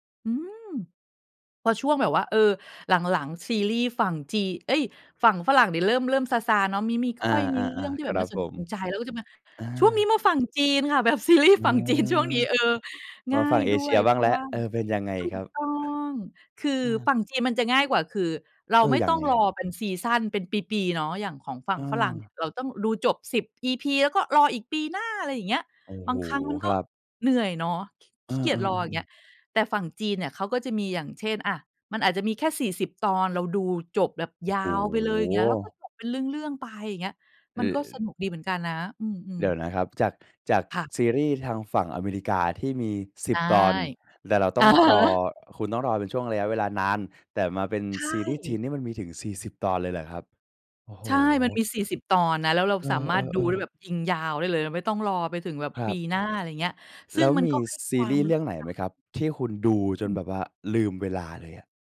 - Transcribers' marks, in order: laughing while speaking: "ซีรีส์ฝั่งจีนช่วงนี้"
- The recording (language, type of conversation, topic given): Thai, podcast, ซีรีส์เรื่องไหนทำให้คุณติดงอมแงมจนวางไม่ลง?